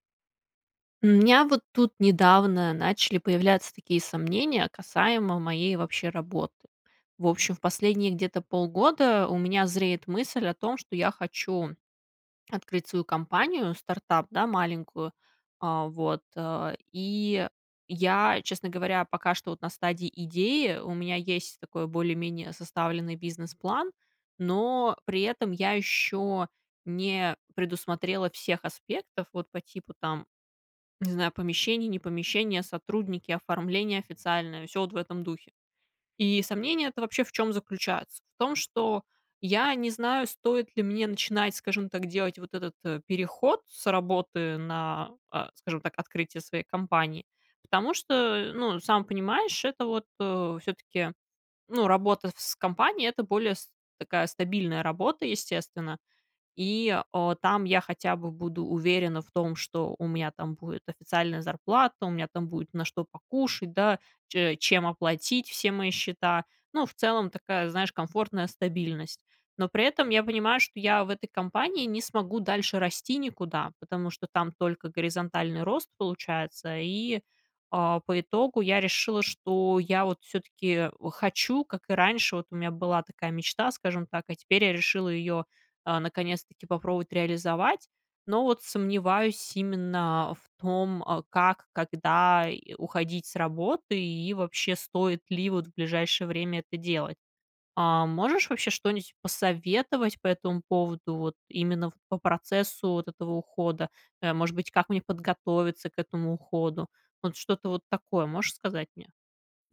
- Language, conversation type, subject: Russian, advice, Какие сомнения у вас возникают перед тем, как уйти с работы ради стартапа?
- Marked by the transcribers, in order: none